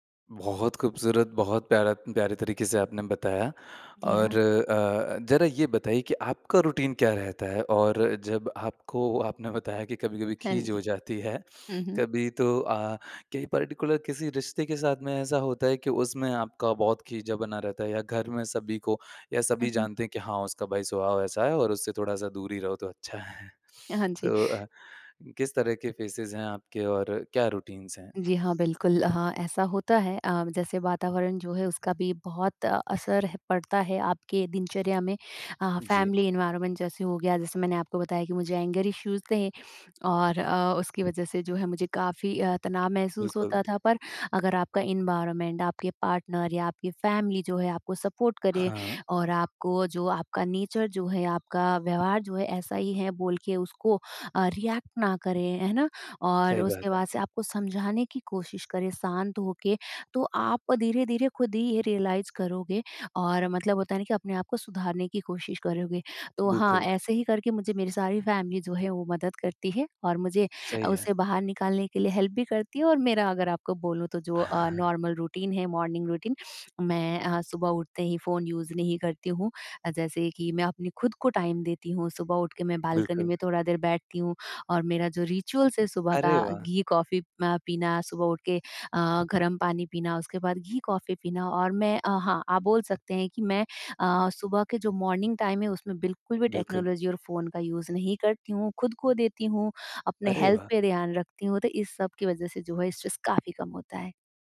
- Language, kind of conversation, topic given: Hindi, podcast, तनाव होने पर आप सबसे पहला कदम क्या उठाते हैं?
- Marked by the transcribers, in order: in English: "रूटीन"; in English: "पार्टिकुलर"; laughing while speaking: "अच्छा है। तो अ"; laughing while speaking: "हाँ, जी"; in English: "फेसेज"; in English: "रुटिन्स"; in English: "फैमिली एनवायरनमेंट"; in English: "एंगर इश्यूज़"; in English: "एनवायरनमेंट"; in English: "पार्टनर"; in English: "फैमिली"; in English: "सपोर्ट"; in English: "नेचर"; in English: "रियेक्ट"; in English: "रियलाइज़"; in English: "फैमिली"; in English: "हेल्प"; in English: "नार्मल रूटीन"; in English: "मॉर्निंग रूटीन"; in English: "यूज़"; in English: "टाइम"; in English: "रिचुअल्स"; in English: "मॉर्निंग टाइम"; in English: "टेक्नोलॉज़ी"; in English: "यूज़"; in English: "हेल्थ"; in English: "स्ट्रेस"; other background noise